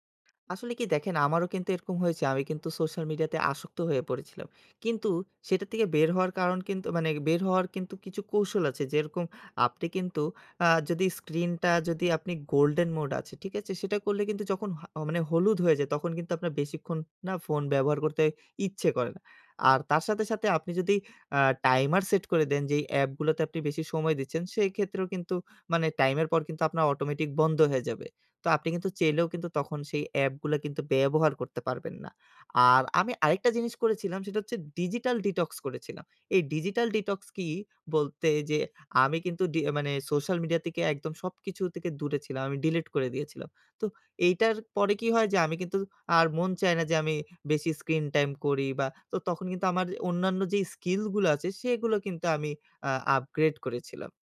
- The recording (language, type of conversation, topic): Bengali, podcast, স্ক্রিন টাইম কমাতে আপনি কী করেন?
- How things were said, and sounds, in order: "চাইলেও" said as "চেলেও"; in English: "digital detox"